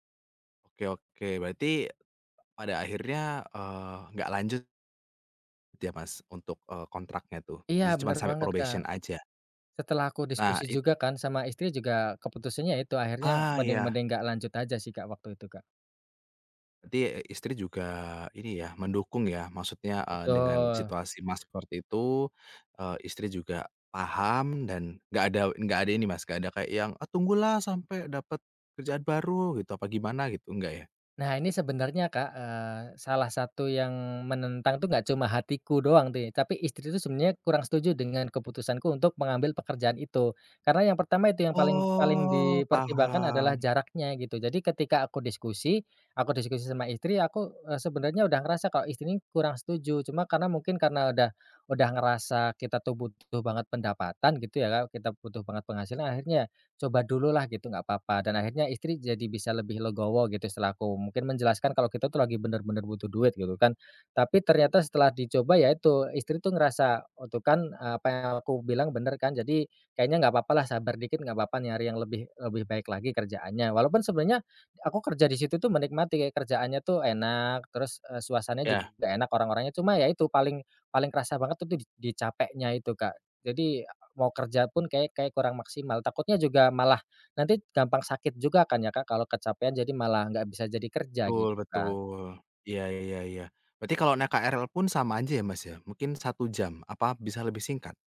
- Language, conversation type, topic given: Indonesian, podcast, Pernah nggak kamu mengikuti kata hati saat memilih jalan hidup, dan kenapa?
- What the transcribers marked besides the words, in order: in English: "probation"; drawn out: "Oh"